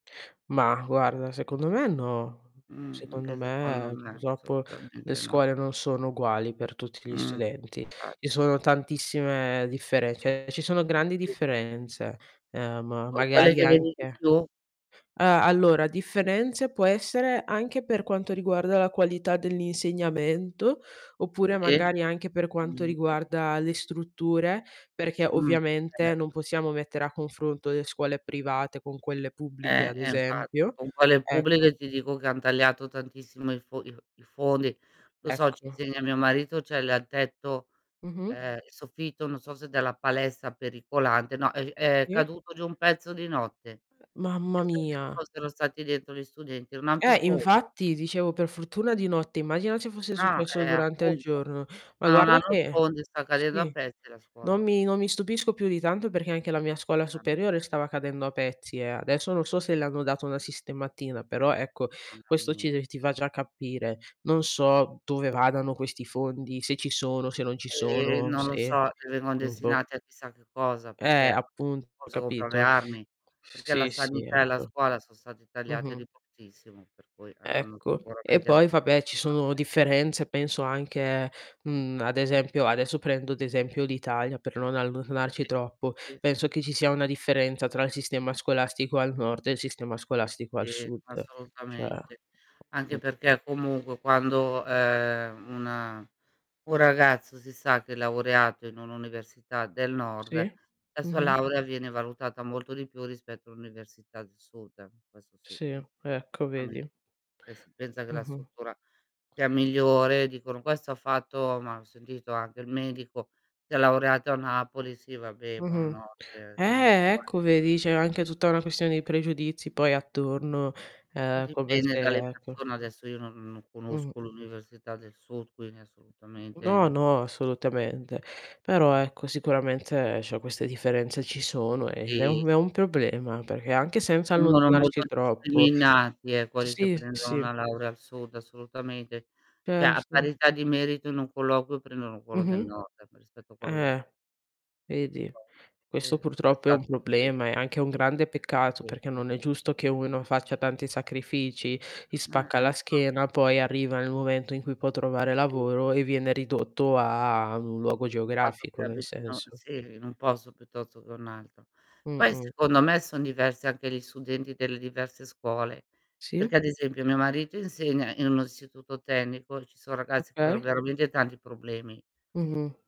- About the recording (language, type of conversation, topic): Italian, unstructured, Pensi che le scuole offrano le stesse opportunità a tutti gli studenti?
- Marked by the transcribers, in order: static; "purtroppo" said as "putroppo"; other background noise; distorted speech; "cioè" said as "ceh"; unintelligible speech; other noise; tapping; unintelligible speech; unintelligible speech; unintelligible speech; "allontanarci" said as "allonarci"; unintelligible speech; background speech; "cioè" said as "ceh"; "Cioè" said as "ceh"; unintelligible speech; "studenti" said as "sudenti"; "tecnico" said as "tenico"